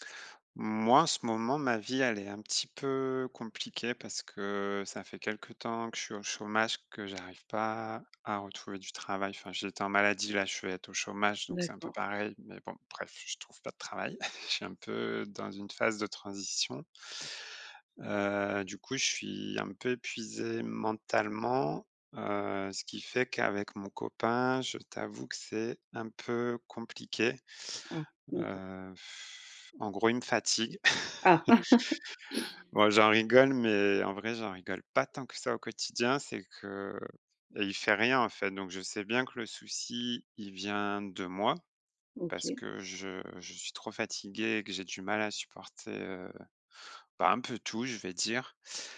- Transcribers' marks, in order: chuckle; blowing; laugh; sniff; stressed: "moi"
- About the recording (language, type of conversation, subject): French, advice, Comment décririez-vous les tensions familiales liées à votre épuisement ?